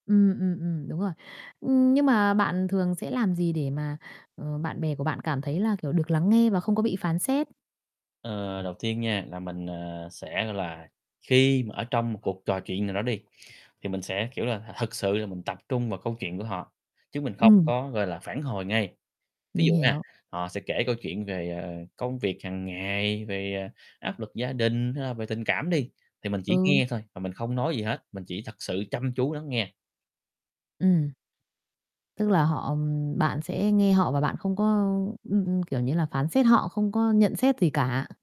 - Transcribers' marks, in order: tapping
- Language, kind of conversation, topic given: Vietnamese, podcast, Bạn làm thế nào để tạo cảm giác an toàn cho bạn bè?